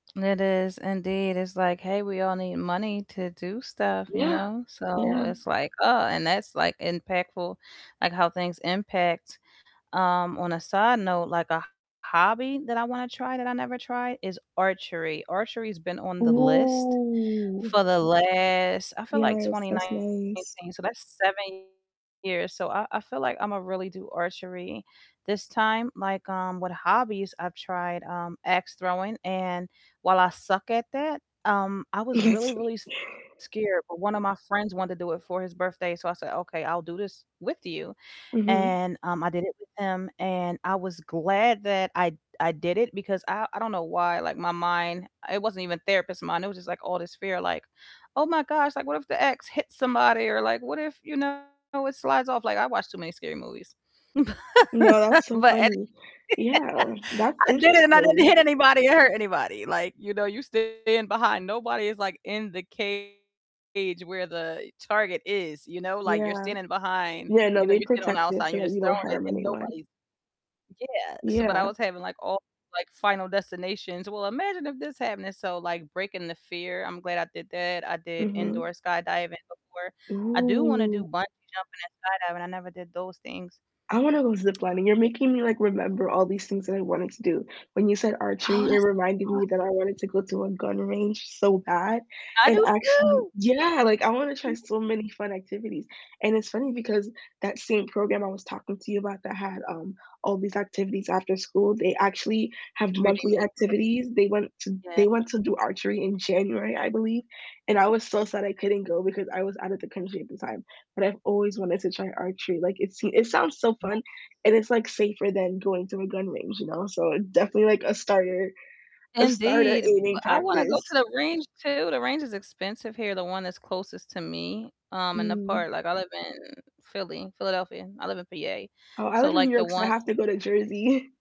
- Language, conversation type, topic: English, unstructured, Which new skill are you excited to try this year, and how can we support each other?
- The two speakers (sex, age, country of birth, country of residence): female, 20-24, United States, United States; female, 45-49, United States, United States
- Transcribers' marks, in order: other background noise; drawn out: "Ooh"; distorted speech; chuckle; laugh; tapping; drawn out: "Ooh"; chuckle